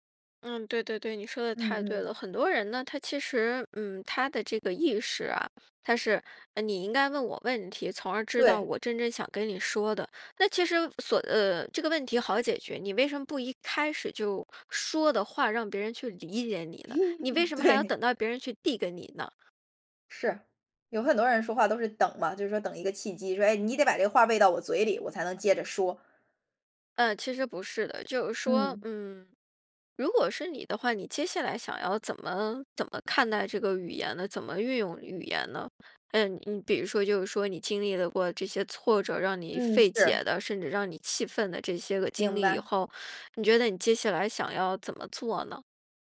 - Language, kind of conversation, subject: Chinese, podcast, 你从大自然中学到了哪些人生道理？
- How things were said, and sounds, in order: laugh; laughing while speaking: "对"